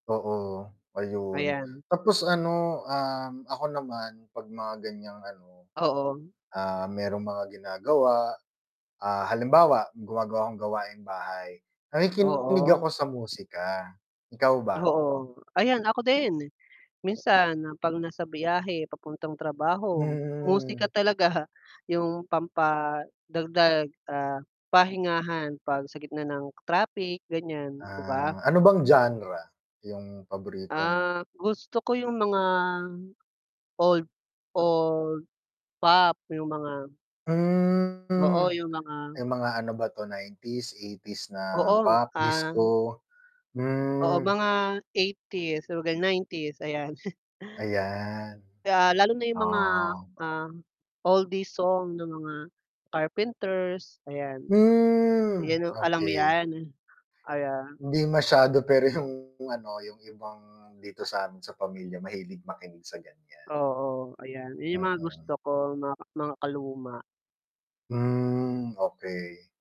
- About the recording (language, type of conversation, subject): Filipino, unstructured, Paano mo ilalarawan ang mga pagbabagong naganap sa musika mula noon hanggang ngayon?
- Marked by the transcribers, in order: distorted speech; static; drawn out: "Hmm"; laughing while speaking: "talaga"; drawn out: "Ah"; unintelligible speech; chuckle; drawn out: "Hmm"